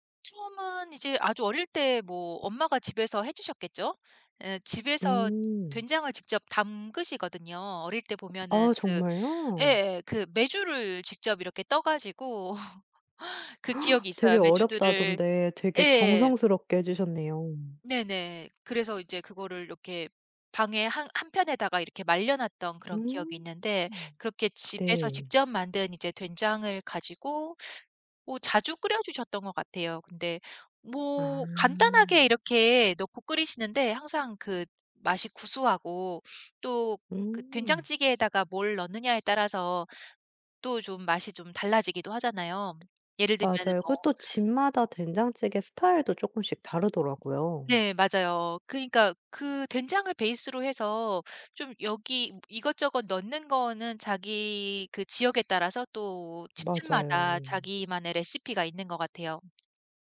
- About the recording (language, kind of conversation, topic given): Korean, podcast, 가장 좋아하는 집밥은 무엇인가요?
- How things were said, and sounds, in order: other background noise; tapping; laugh; gasp